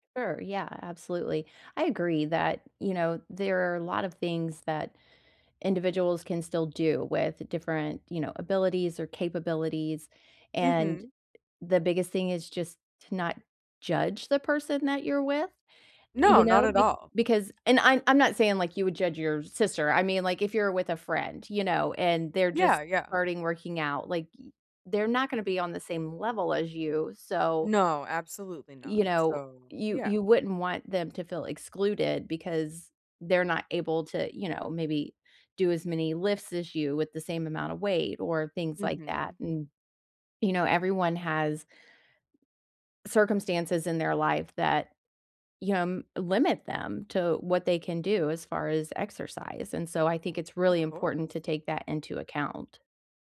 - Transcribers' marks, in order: other background noise
- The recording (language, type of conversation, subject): English, unstructured, How can I make my gym welcoming to people with different abilities?